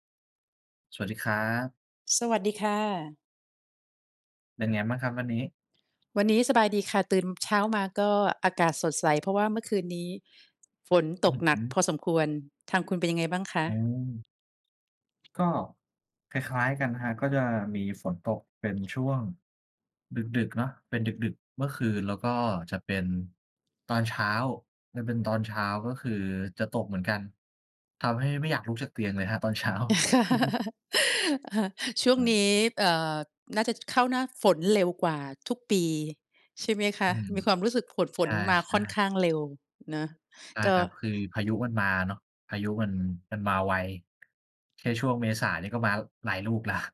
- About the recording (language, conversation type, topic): Thai, unstructured, เราควรเตรียมตัวอย่างไรเมื่อคนที่เรารักจากไป?
- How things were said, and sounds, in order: other background noise; tapping; laugh; chuckle